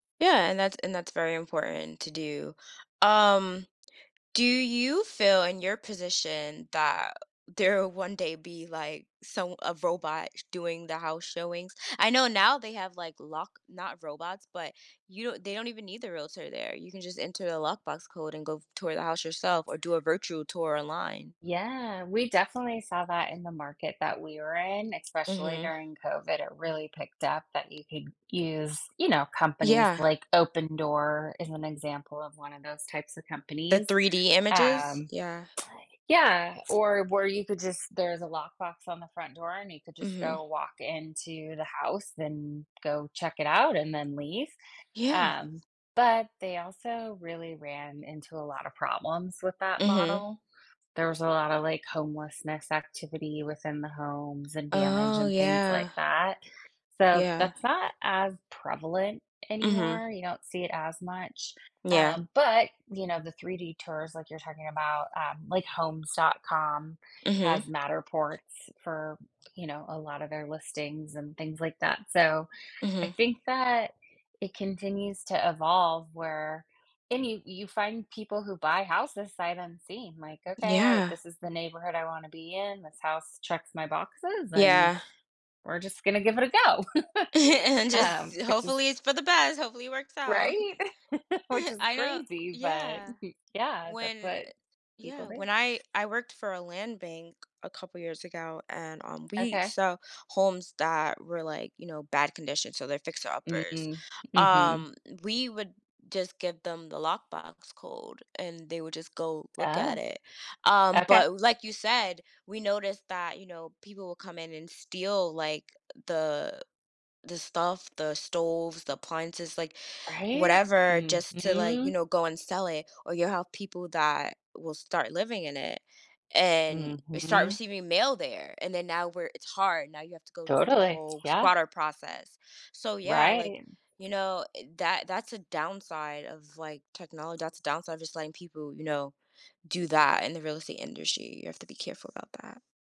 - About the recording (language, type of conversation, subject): English, unstructured, How has technology changed the way you work?
- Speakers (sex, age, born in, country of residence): female, 30-34, United States, United States; female, 45-49, United States, United States
- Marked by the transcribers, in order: other background noise; tapping; lip smack; chuckle; laugh; laugh; chuckle